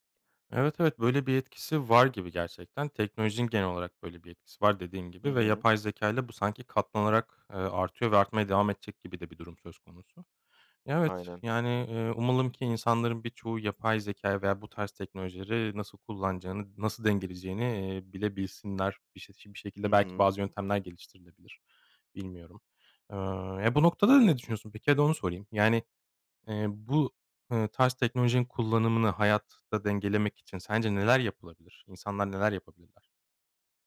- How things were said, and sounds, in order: tapping
- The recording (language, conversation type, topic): Turkish, podcast, Yapay zekâ, hayat kararlarında ne kadar güvenilir olabilir?